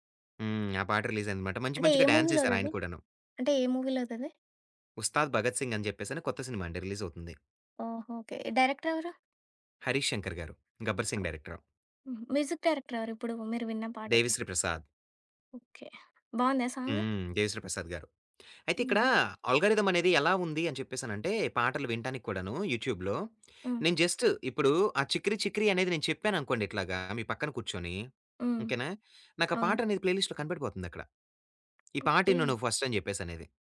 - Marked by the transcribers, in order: tapping; in English: "రిలీజ్"; in English: "మూవీ"; in English: "మూవీ"; in English: "డైరెక్టర్"; other background noise; in English: "మ్యూజిక్ డైరెక్టర్"; in English: "ఆల్గోరిథమ్"; in English: "యూట్యూబ్‌లో"; in English: "ప్లే లిస్ట్‌లో"; in English: "ఫస్ట్"
- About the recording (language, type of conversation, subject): Telugu, podcast, కొత్త పాటలను సాధారణంగా మీరు ఎక్కడి నుంచి కనుగొంటారు?